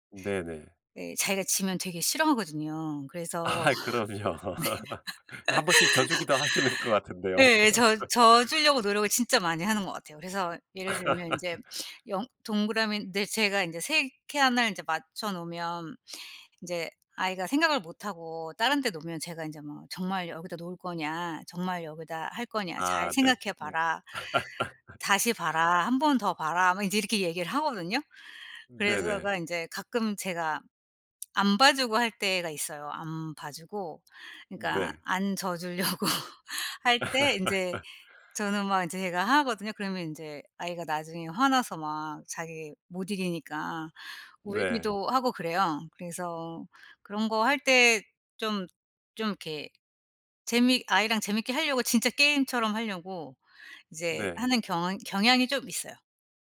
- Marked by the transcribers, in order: laughing while speaking: "아 그럼요"; laugh; laughing while speaking: "네"; laugh; tapping; laughing while speaking: "하시는"; laugh; laugh; "칸을" said as "캐안을"; lip smack; laughing while speaking: "져 주려고"; laugh
- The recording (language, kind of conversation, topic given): Korean, podcast, 집에서 간단히 할 수 있는 놀이가 뭐가 있을까요?